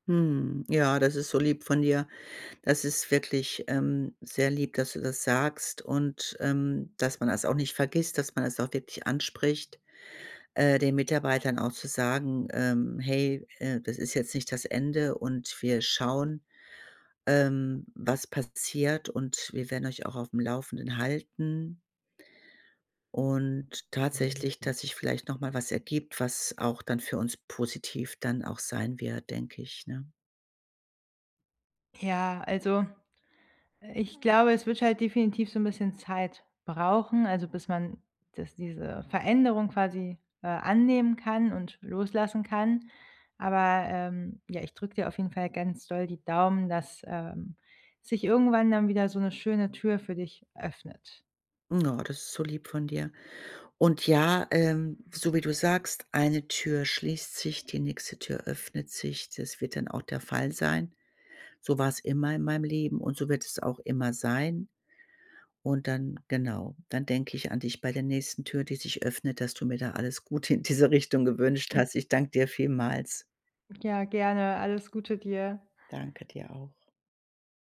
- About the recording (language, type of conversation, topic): German, advice, Wie kann ich loslassen und meine Zukunft neu planen?
- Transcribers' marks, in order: other background noise; sigh; chuckle